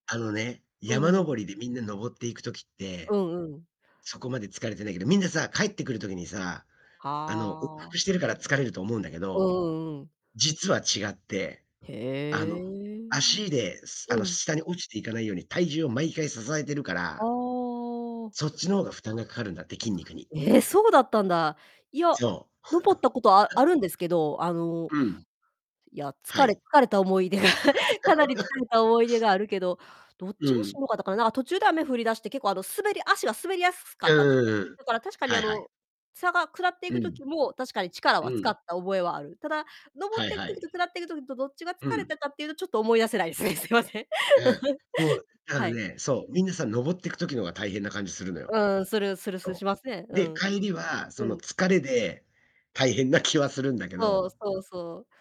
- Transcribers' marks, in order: chuckle; laughing while speaking: "思い出が"; chuckle; chuckle; distorted speech; laughing while speaking: "ですね"; laugh
- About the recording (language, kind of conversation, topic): Japanese, unstructured, 運動をすると気分はどのように変わりますか？